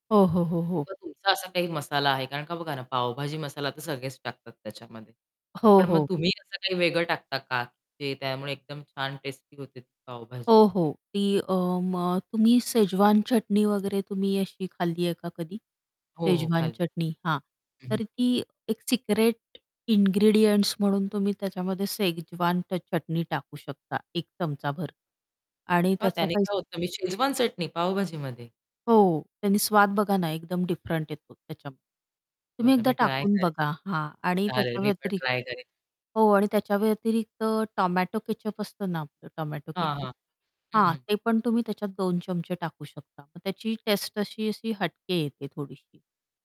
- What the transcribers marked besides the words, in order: distorted speech; in English: "सिक्रेट इनग्रीडिएंट्स"; mechanical hum; in English: "डिफरंट"
- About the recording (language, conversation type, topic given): Marathi, podcast, तुमच्या कुटुंबातील कोणती पाककृती तुम्हाला सर्वाधिक जिव्हाळ्याची वाटते?